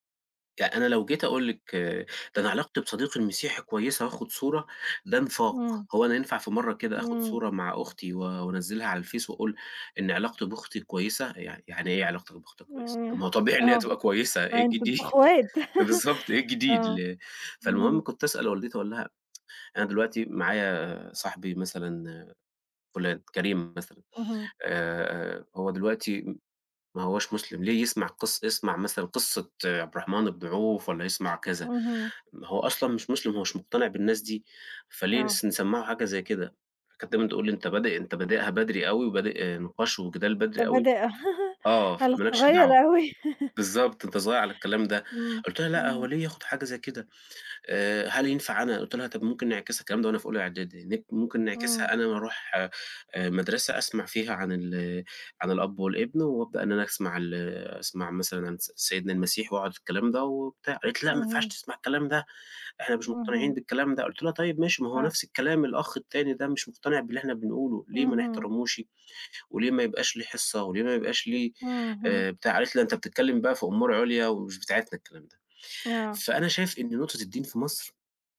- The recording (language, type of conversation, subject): Arabic, unstructured, هل الدين ممكن يسبب انقسامات أكتر ما بيوحّد الناس؟
- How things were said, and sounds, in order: unintelligible speech; laughing while speaking: "الجديد؟ بالضبط"; laugh; tsk; laugh; laughing while speaking: "أوي"; tapping